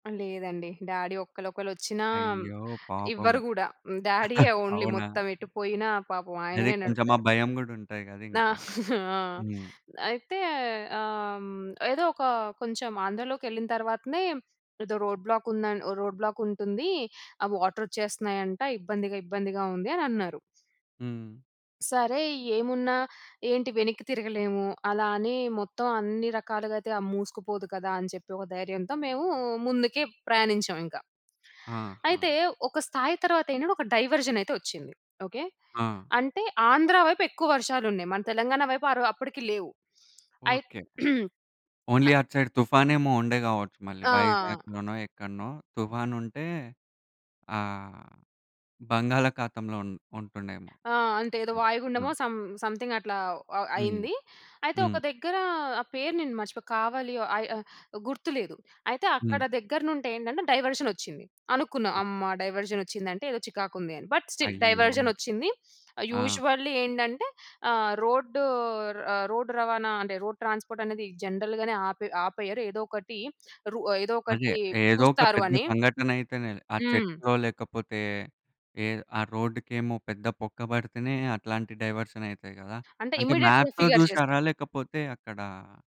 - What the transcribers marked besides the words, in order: in English: "డ్యాడీ"; in English: "ఓన్లీ"; chuckle; other noise; laugh; in English: "రోడ్ బ్లాక్"; in English: "రోడ్ బ్లాక్"; in English: "వాటర్"; in English: "డైవర్జన్"; in English: "ఓన్లీ"; throat clearing; in English: "సైడ్"; in English: "సమ్‌థింగ్"; in English: "డైవర్షన్"; in English: "డైవర్షన్"; in English: "బట్ స్టిల్ డైవర్జన్"; in English: "యూజువల్లీ"; in English: "రోడ్"; in English: "రోడ్ ట్రాన్స్‌పోర్ట్"; in English: "జనరల్‌గానే"; in English: "డైవర్షన్"; in English: "ఇమ్మీడియేట్‌గా ఫిగర్"; in English: "మ్యాప్‌లో"
- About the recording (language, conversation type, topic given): Telugu, podcast, ప్రయాణంలో వాన లేదా తుపాను కారణంగా మీరు ఎప్పుడైనా చిక్కుకుపోయారా? అది ఎలా జరిగింది?